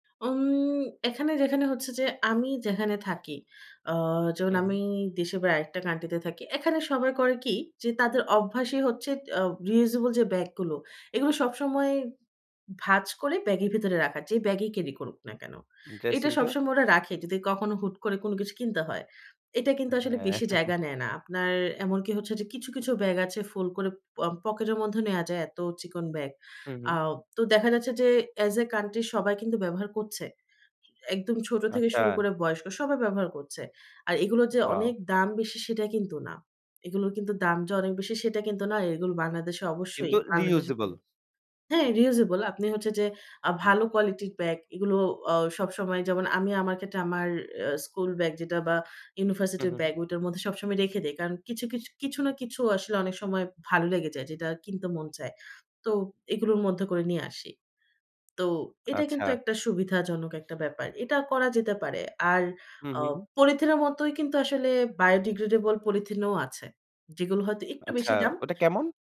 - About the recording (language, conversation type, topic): Bengali, podcast, প্লাস্টিক দূষণ নিয়ে আপনি কী ভাবেন?
- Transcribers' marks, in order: chuckle; in English: "অ্যাজ এ কান্ট্রি"; in English: "বায়ো ডিগ্রেডেবল"